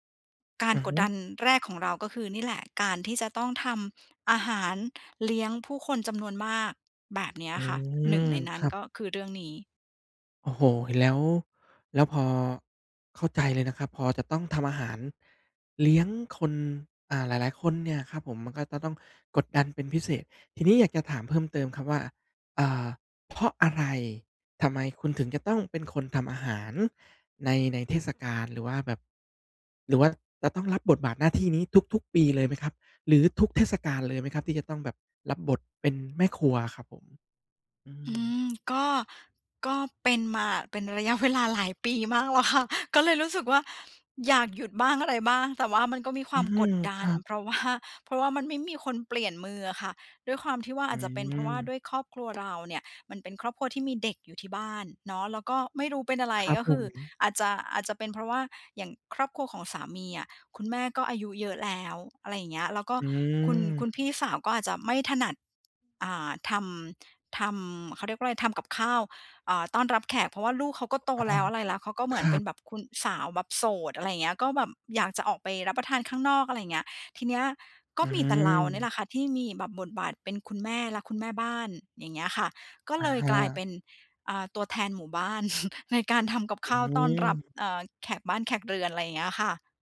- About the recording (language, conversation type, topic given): Thai, advice, คุณรู้สึกกดดันช่วงเทศกาลและวันหยุดเวลาต้องไปงานเลี้ยงกับเพื่อนและครอบครัวหรือไม่?
- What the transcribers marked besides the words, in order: tapping; chuckle; laughing while speaking: "ว่า"; chuckle